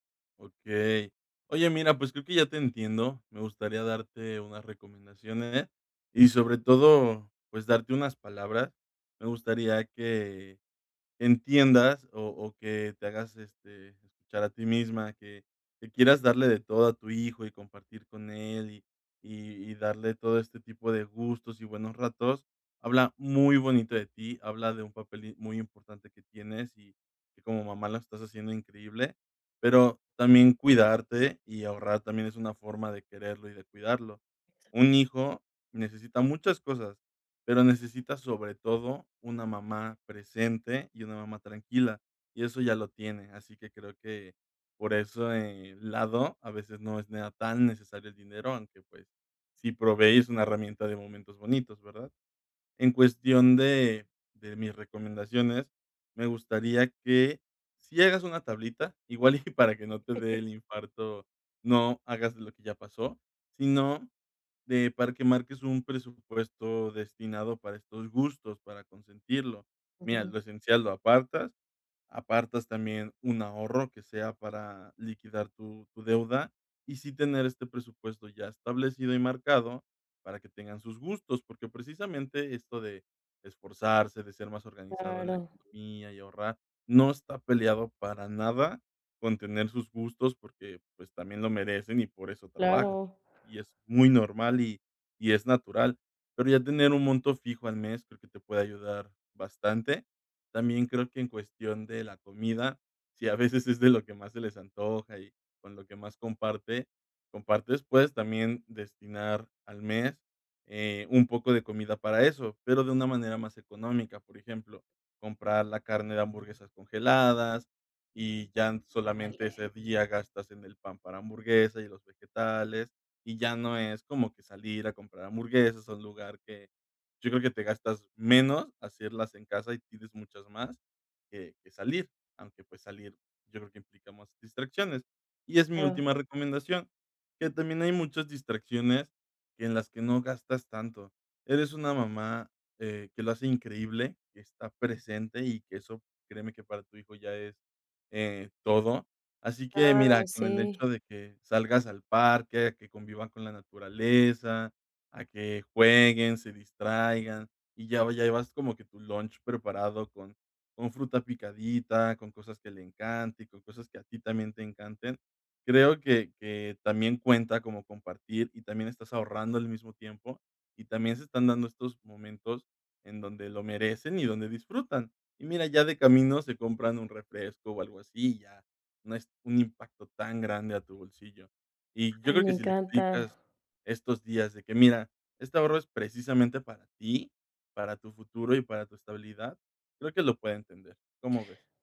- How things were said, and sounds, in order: "Exacto" said as "Exact"; "sea" said as "nea"; laughing while speaking: "igual y"; chuckle; laughing while speaking: "si a veces es de lo que más"; tapping
- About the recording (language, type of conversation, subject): Spanish, advice, ¿Cómo puedo cambiar mis hábitos de gasto para ahorrar más?